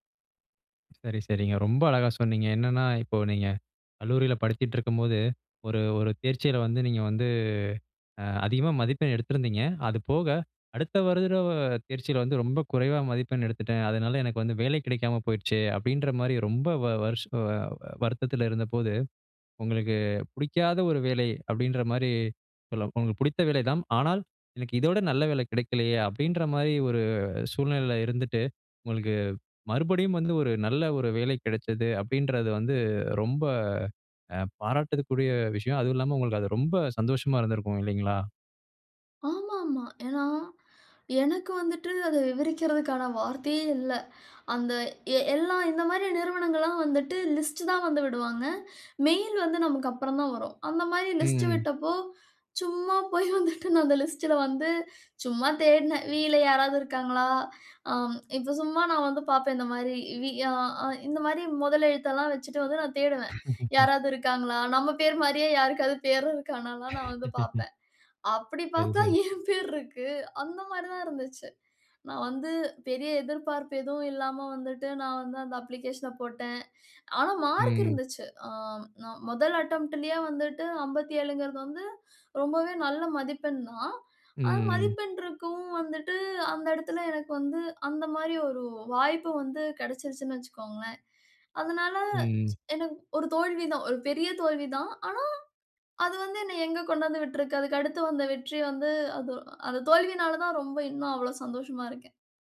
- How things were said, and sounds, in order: "வருட" said as "வருரவ"; in English: "லிஸ்ட்"; in English: "மெயில்"; in English: "லிஸ்ட்"; laughing while speaking: "வந்துட்டு நான் அந்த லிஸ்ட்டுல வந்து"; in English: "லிஸ்ட்டுல"; in English: "வீயில"; laugh; laugh; laughing while speaking: "என் பேர் இருக்கு"; in English: "அப்ளிகேஷன"; in English: "அட்டெம்ப்ட்டுலயே"; drawn out: "ம்"
- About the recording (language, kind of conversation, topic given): Tamil, podcast, ஒரு தோல்வி எதிர்பாராத வெற்றியாக மாறிய கதையைச் சொல்ல முடியுமா?